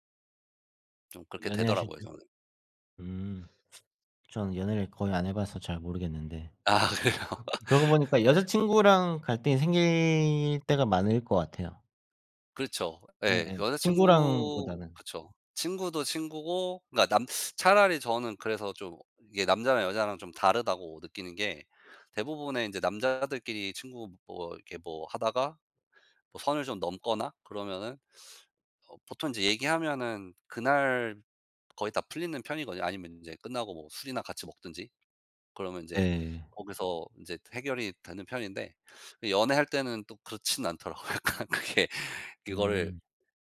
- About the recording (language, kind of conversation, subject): Korean, unstructured, 친구와 갈등이 생겼을 때 어떻게 해결하나요?
- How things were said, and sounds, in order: other background noise; laughing while speaking: "아 그래요"; laugh; laughing while speaking: "않더라고요. 약간 그게"